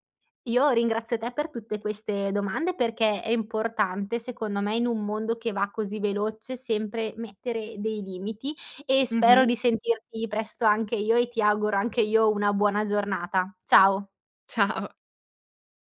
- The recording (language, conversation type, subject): Italian, podcast, Come gestisci i limiti nella comunicazione digitale, tra messaggi e social media?
- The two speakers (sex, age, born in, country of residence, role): female, 20-24, Italy, Italy, host; female, 25-29, Italy, Italy, guest
- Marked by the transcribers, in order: tapping; laughing while speaking: "Ciao"